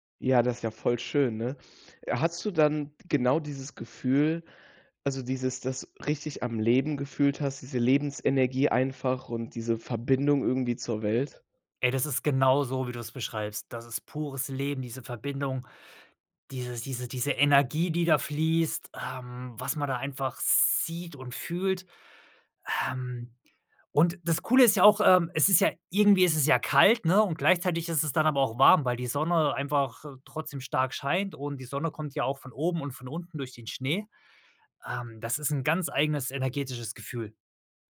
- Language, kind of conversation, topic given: German, podcast, Was fasziniert dich mehr: die Berge oder die Küste?
- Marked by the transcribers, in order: tapping